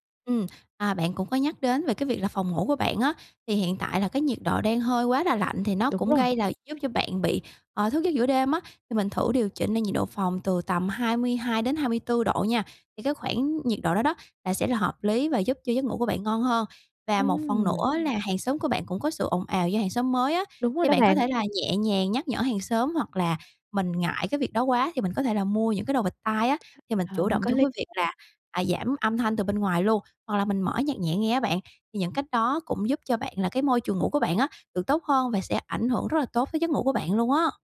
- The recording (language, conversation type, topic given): Vietnamese, advice, Tại sao tôi cứ thức dậy mệt mỏi dù đã ngủ đủ giờ mỗi đêm?
- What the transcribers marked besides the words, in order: tapping; unintelligible speech